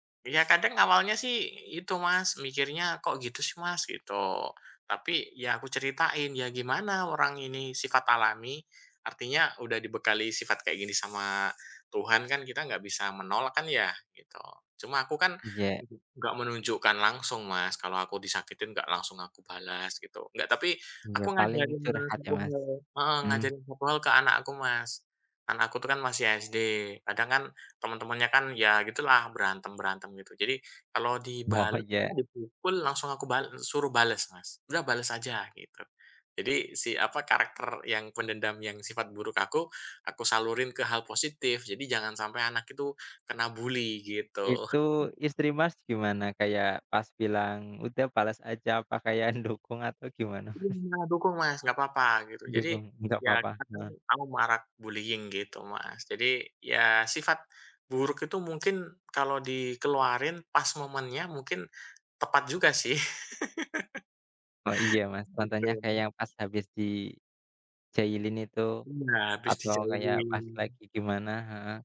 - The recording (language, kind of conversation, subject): Indonesian, unstructured, Pernahkah kamu merasa perlu menyembunyikan sisi tertentu dari dirimu, dan mengapa?
- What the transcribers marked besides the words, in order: other background noise; in English: "bully"; chuckle; laughing while speaking: "dukung"; chuckle; in English: "bullying"; laugh